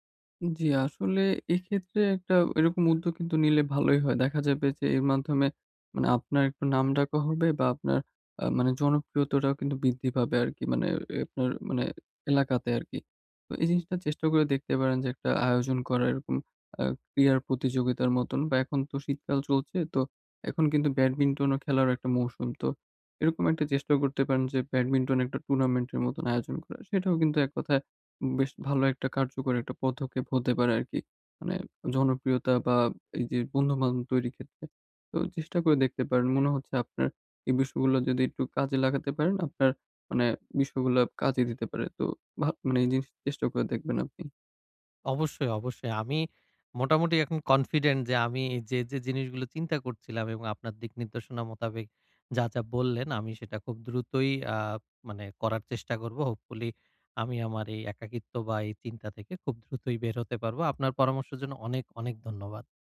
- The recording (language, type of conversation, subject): Bengali, advice, পরিবর্তনের সঙ্গে দ্রুত মানিয়ে নিতে আমি কীভাবে মানসিকভাবে স্থির থাকতে পারি?
- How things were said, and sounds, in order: other background noise